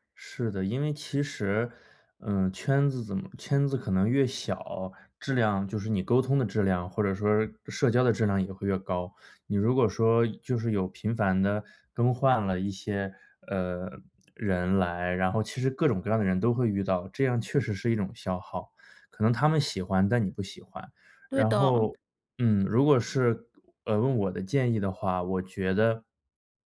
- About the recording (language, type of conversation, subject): Chinese, advice, 被强迫参加朋友聚会让我很疲惫
- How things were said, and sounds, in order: tapping